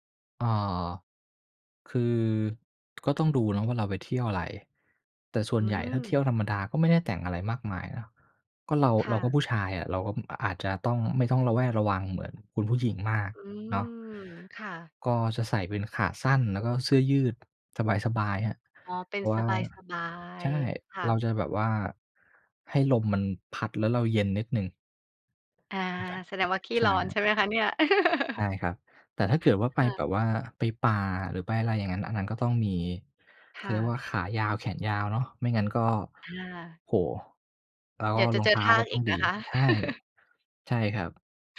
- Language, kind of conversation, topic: Thai, podcast, เคยเดินทางคนเดียวแล้วเป็นยังไงบ้าง?
- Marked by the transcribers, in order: other noise; background speech; unintelligible speech; chuckle; chuckle